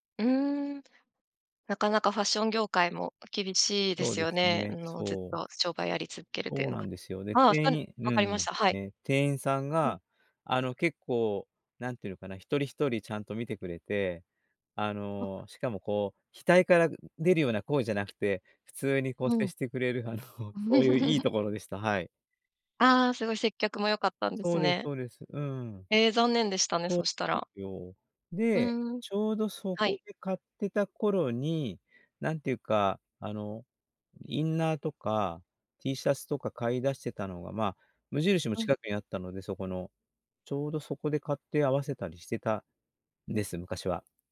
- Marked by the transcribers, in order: background speech
- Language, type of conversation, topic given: Japanese, podcast, 今の服の好みはどうやって決まった？
- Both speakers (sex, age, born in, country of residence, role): female, 35-39, Japan, Japan, host; male, 60-64, Japan, Japan, guest